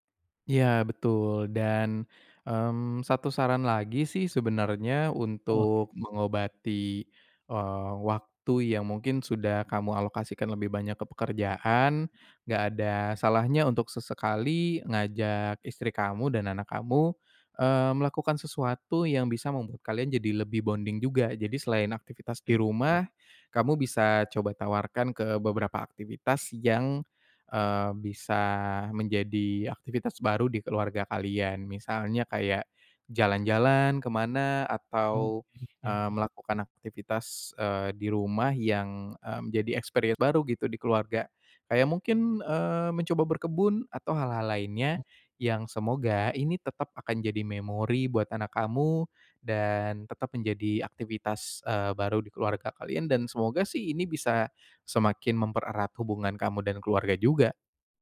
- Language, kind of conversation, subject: Indonesian, advice, Bagaimana cara memprioritaskan waktu keluarga dibanding tuntutan pekerjaan?
- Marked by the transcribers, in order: other background noise; in English: "bonding"; in English: "experience"